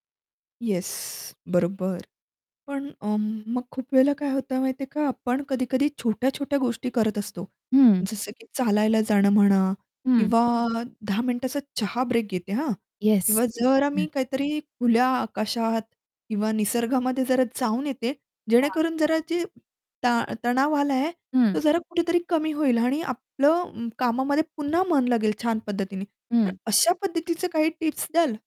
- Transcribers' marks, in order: static; in English: "येस"; other background noise; distorted speech
- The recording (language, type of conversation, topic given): Marathi, podcast, कामामुळे उदास वाटू लागल्यावर तुम्ही लगेच कोणती साधी गोष्ट करता?